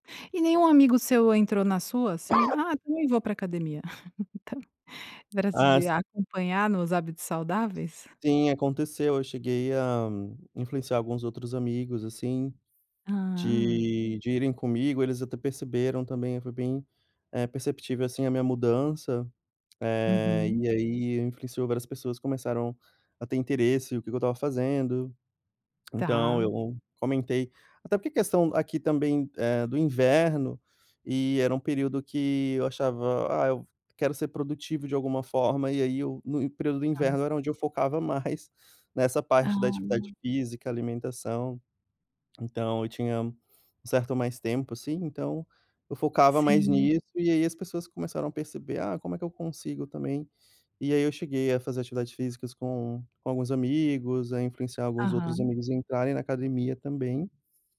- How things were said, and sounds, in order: cough; laugh; tapping
- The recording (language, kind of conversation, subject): Portuguese, podcast, Qual foi um hábito simples que mudou a sua saúde?